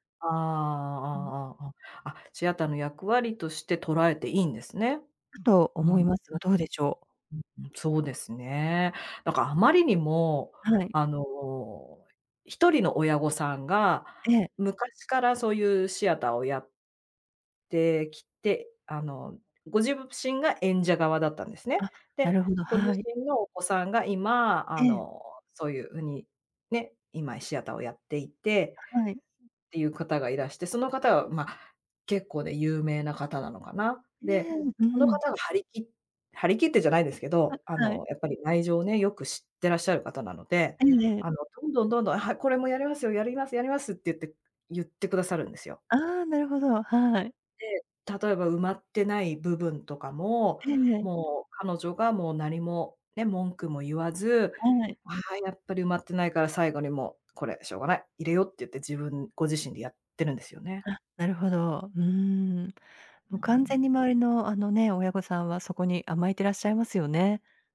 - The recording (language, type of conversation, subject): Japanese, advice, チーム内で業務量を公平に配分するために、どのように話し合えばよいですか？
- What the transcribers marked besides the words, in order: other noise